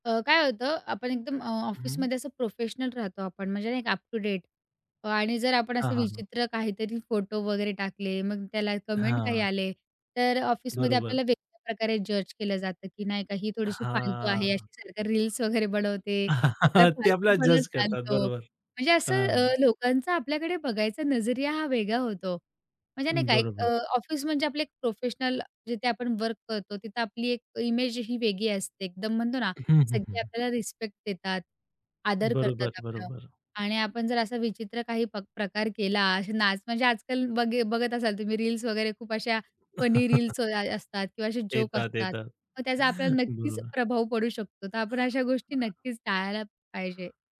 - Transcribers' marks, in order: in English: "अप टू डेट"; in English: "कमेंट"; other background noise; chuckle; tapping; chuckle
- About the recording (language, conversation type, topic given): Marathi, podcast, तुम्ही ऑनलाइन काहीही शेअर करण्यापूर्वी काय विचार करता?